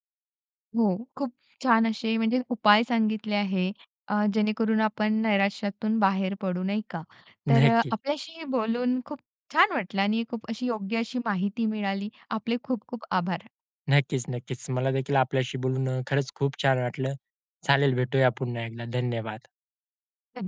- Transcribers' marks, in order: laughing while speaking: "नक्की"
- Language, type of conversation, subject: Marathi, podcast, निराश वाटल्यावर तुम्ही स्वतःला प्रेरित कसे करता?